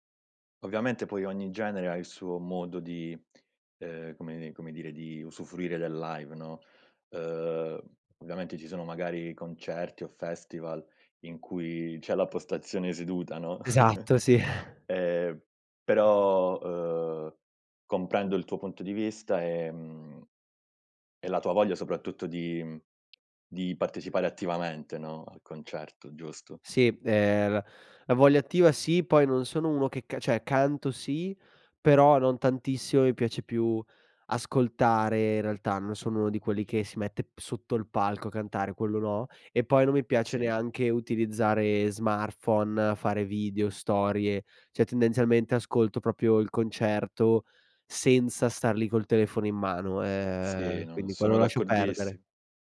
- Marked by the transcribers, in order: tapping; laughing while speaking: "sì"; chuckle; other background noise; "cioè" said as "ceh"; "Cioè" said as "ceh"; "proprio" said as "propio"
- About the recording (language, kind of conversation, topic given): Italian, podcast, Come scopri di solito nuova musica?